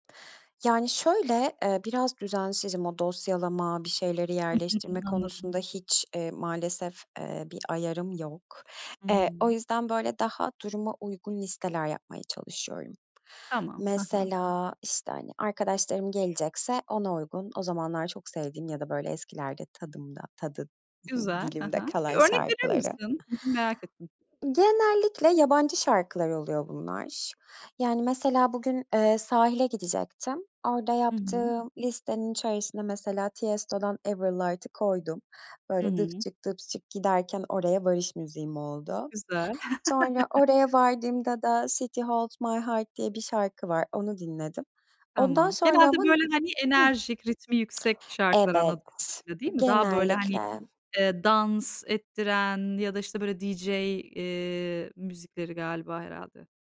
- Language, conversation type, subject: Turkish, podcast, Yeni müzik keşfederken genelde nerelere bakarsın?
- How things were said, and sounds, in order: other background noise; other noise; chuckle